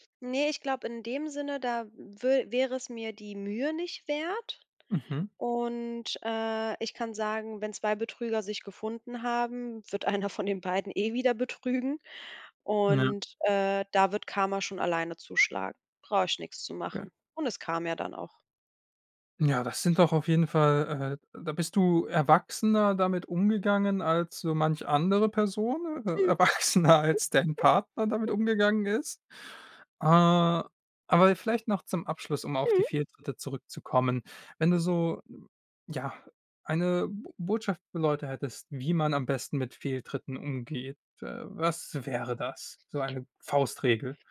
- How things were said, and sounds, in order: laughing while speaking: "einer von den beiden eh wieder betrügen"; giggle; laughing while speaking: "erwachsener als dein Partner damit umgegangen ist"; joyful: "Mhm"
- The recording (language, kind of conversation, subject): German, podcast, Was hilft dir, nach einem Fehltritt wieder klarzukommen?